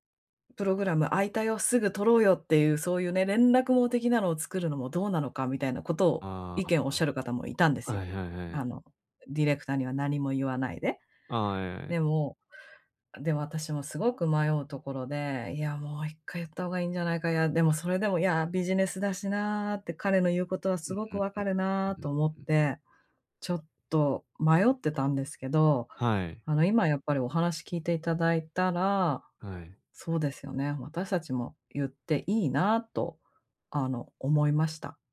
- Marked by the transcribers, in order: none
- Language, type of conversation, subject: Japanese, advice, 反論すべきか、それとも手放すべきかをどう判断すればよいですか？